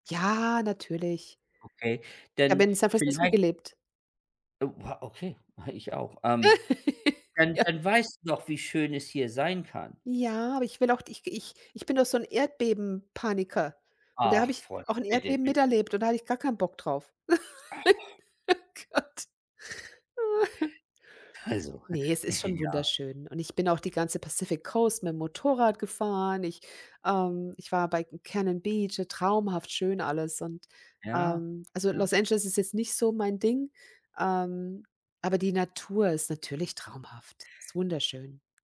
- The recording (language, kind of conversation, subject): German, unstructured, Wie beeinflusst die Angst vor Veränderung deine Entscheidungen?
- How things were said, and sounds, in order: laugh; other noise; laugh; laughing while speaking: "Oh Gott"; chuckle